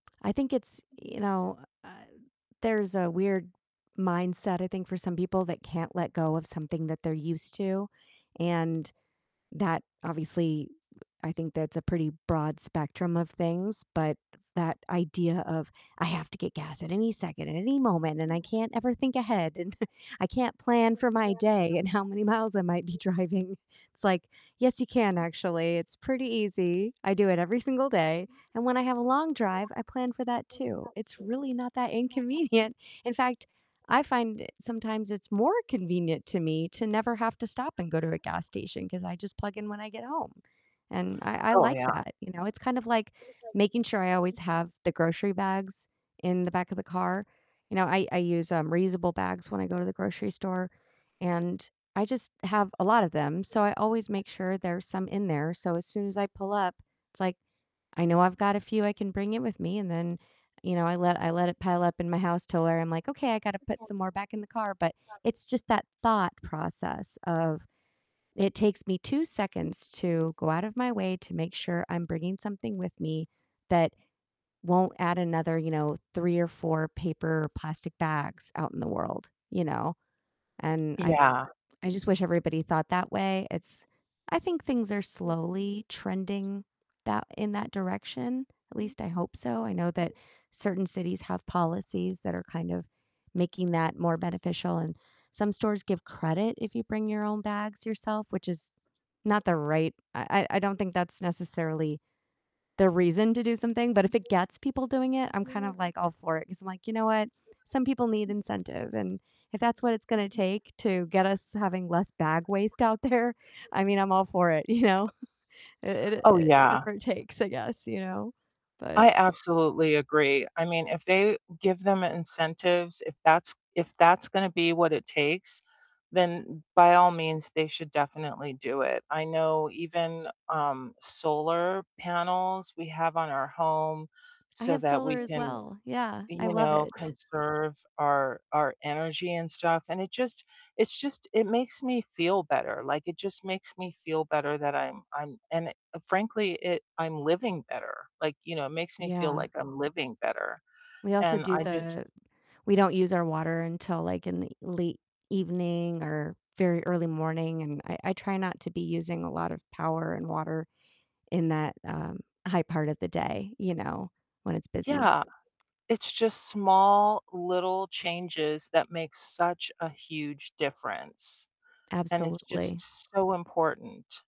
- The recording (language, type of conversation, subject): English, unstructured, How can we reduce pollution in our towns?
- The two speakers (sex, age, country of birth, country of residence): female, 45-49, United States, United States; female, 55-59, United States, United States
- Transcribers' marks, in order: distorted speech; other background noise; chuckle; background speech; laughing while speaking: "be driving"; chuckle; laughing while speaking: "inconvenient"; laughing while speaking: "there"; laughing while speaking: "you"